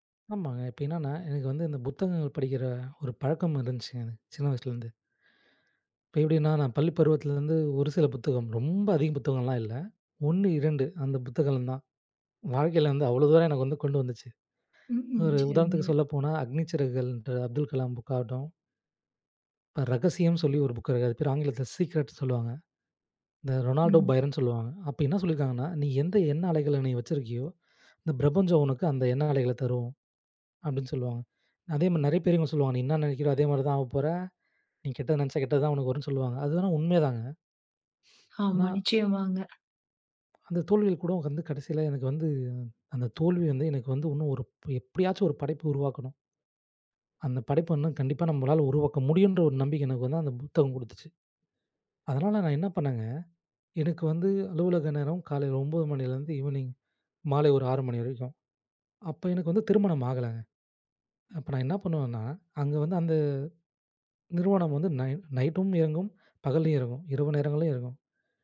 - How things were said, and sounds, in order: in English: "ரொனால்டோ பைரன்"; other background noise; trusting: "ஒரு படைப்பு உருவாக்கணும்"; trusting: "கண்டிப்பா நம்மளால உருவாக்க முடியுன்ற, ஒரு நம்பிக்க எனக்கு வந்து, அந்த புத்தகம் குடுத்துச்சு"
- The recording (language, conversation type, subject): Tamil, podcast, தோல்விகள் உங்கள் படைப்பை எவ்வாறு மாற்றின?